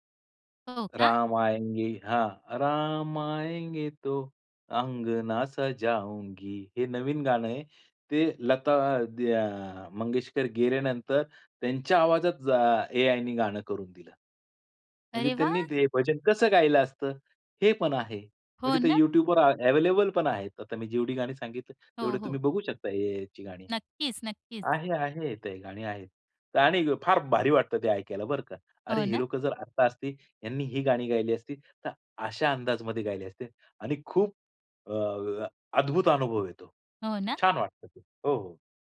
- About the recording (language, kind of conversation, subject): Marathi, podcast, रीमिक्स आणि रिमेकबद्दल तुमचं काय मत आहे?
- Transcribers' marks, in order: in Hindi: "आयेंगे"; singing: "राम आयेंगे, तो अंगना सजाऊंगी"; in English: "अव्हेलेबल"; other background noise